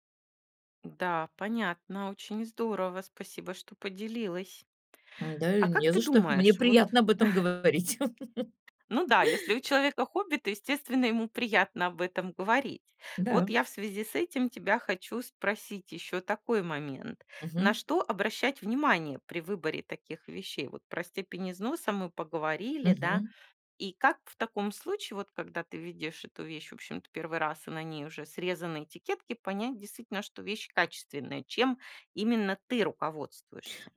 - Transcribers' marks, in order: chuckle; other background noise
- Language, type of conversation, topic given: Russian, podcast, Что вы думаете о секонд-хенде и винтаже?